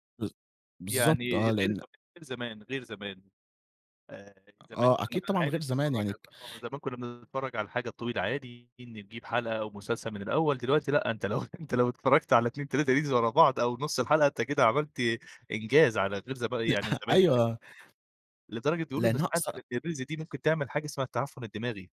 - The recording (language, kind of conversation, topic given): Arabic, podcast, إزاي السوشيال ميديا أثّرت على اختياراتك في الترفيه؟
- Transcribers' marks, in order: in English: "الreels"; laughing while speaking: "أنت لو"; in English: "reels"; tapping; chuckle; in English: "الreels"